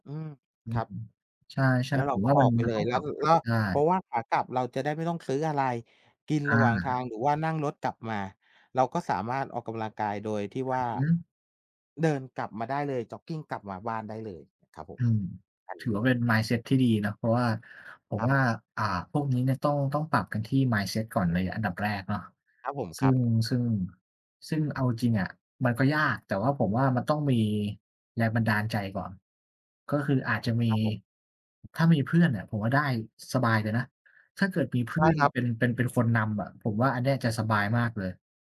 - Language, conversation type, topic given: Thai, unstructured, การออกกำลังกายช่วยลดความเครียดได้จริงไหม?
- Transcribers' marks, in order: other background noise